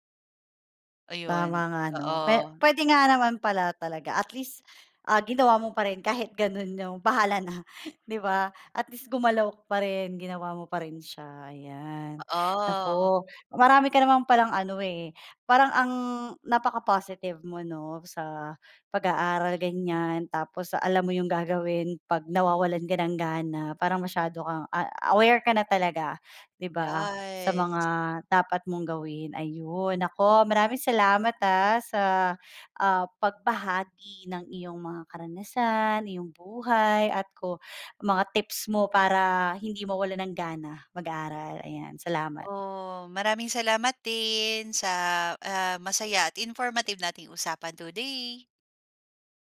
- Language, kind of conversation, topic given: Filipino, podcast, Paano mo maiiwasang mawalan ng gana sa pag-aaral?
- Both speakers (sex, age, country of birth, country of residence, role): female, 35-39, Philippines, Philippines, guest; female, 35-39, Philippines, Philippines, host
- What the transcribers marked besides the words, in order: laughing while speaking: "bahala na 'di ba?"; other background noise; joyful: "today!"